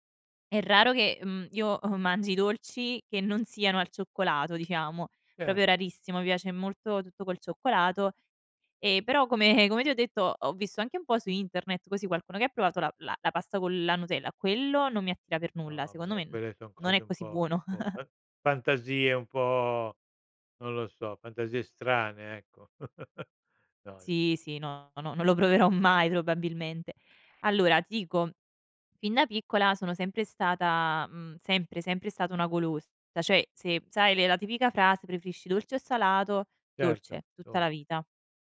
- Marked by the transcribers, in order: other background noise; "proprio" said as "propio"; laughing while speaking: "come"; chuckle; chuckle; laughing while speaking: "non lo proverò mai"; "cioè" said as "ceh"
- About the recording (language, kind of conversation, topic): Italian, podcast, Qual è il piatto che ti consola sempre?